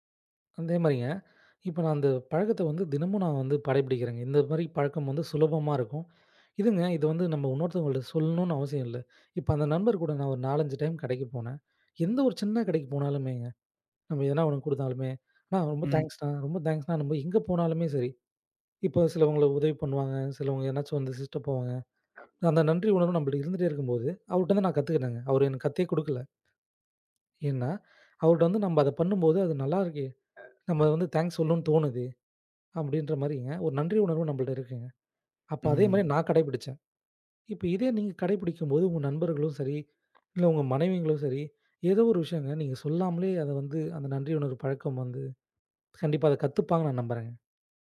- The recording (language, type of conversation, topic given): Tamil, podcast, நாள்தோறும் நன்றியுணர்வு பழக்கத்தை நீங்கள் எப்படி உருவாக்கினீர்கள்?
- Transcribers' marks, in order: in English: "டைம்"; in English: "தேங்க்ஸ்"; in English: "தேங்க்ஸ்"; in English: "தேங்க்ஸ்"